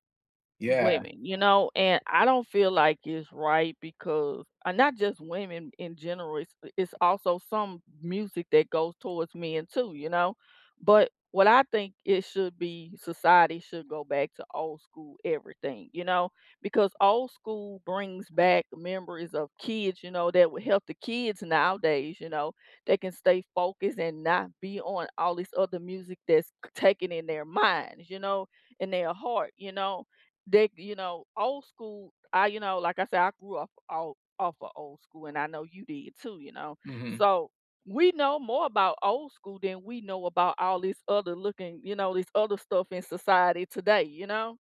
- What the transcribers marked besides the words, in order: tapping; stressed: "minds"; other background noise
- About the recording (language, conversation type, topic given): English, unstructured, What is a song that always brings back strong memories?